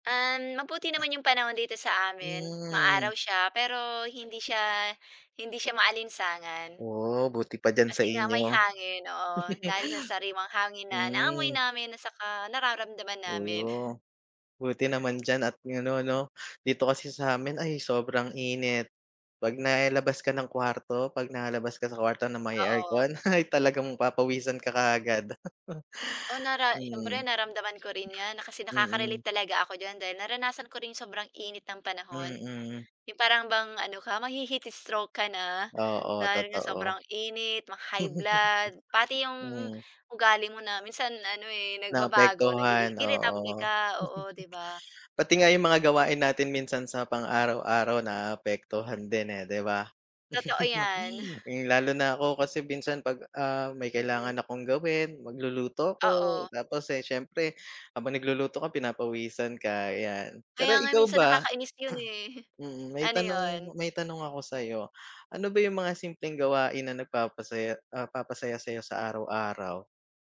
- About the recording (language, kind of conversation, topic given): Filipino, unstructured, Anu-ano ang mga simpleng gawain na nagpapasaya sa iyo araw-araw?
- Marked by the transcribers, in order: laugh; chuckle; laughing while speaking: "ay"; laugh; laugh; chuckle; laugh; chuckle; throat clearing; chuckle